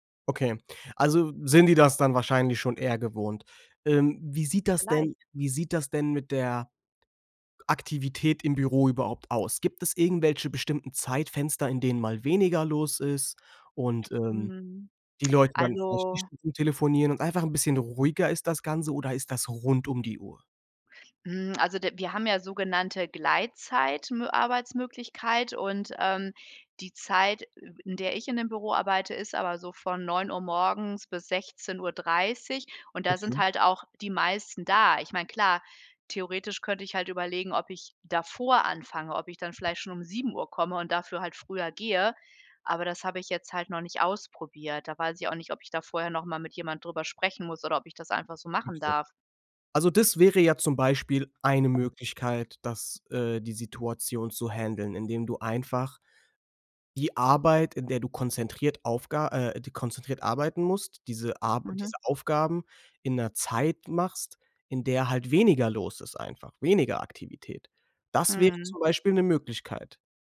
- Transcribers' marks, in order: tapping; in English: "handeln"; stressed: "weniger"; stressed: "weniger"
- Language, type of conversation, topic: German, advice, Wie kann ich in einem geschäftigen Büro ungestörte Zeit zum konzentrierten Arbeiten finden?